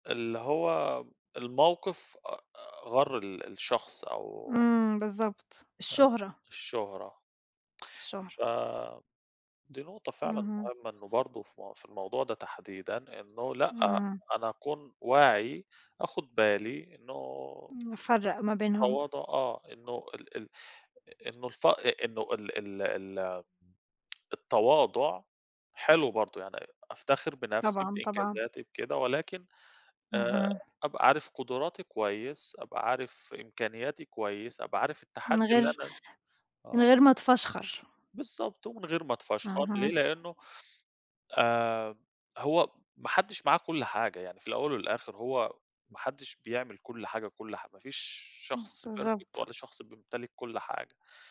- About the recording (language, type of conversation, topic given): Arabic, unstructured, إيه اللي بيخليك تحس إنك فخور بنفسك؟
- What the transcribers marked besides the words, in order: tapping; other background noise; tsk; in English: "perfect"